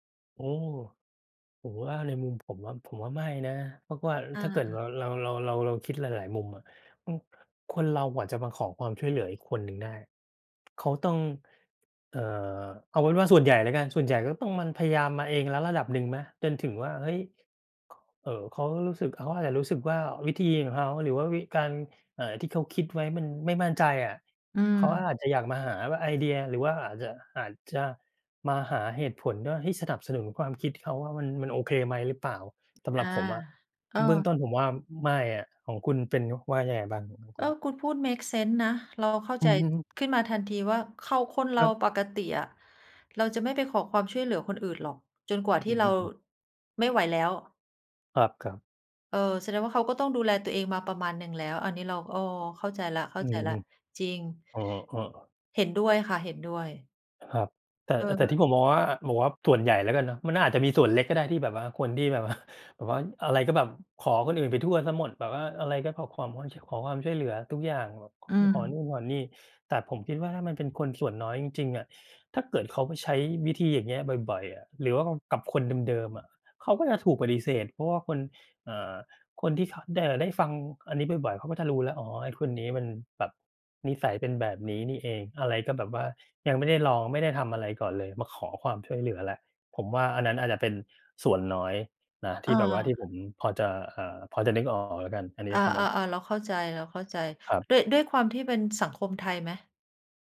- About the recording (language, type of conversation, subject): Thai, unstructured, คุณคิดว่าการขอความช่วยเหลือเป็นเรื่องอ่อนแอไหม?
- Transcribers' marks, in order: tapping; other background noise; laughing while speaking: "ว่า"